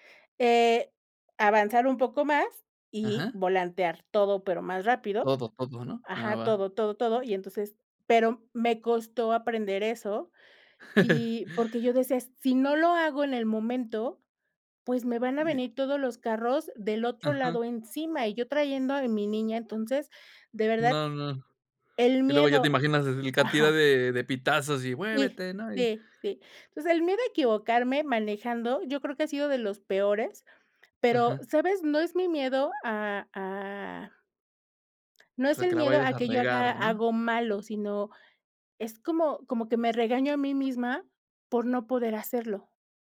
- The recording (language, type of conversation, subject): Spanish, podcast, ¿Cómo superas el miedo a equivocarte al aprender?
- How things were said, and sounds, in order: chuckle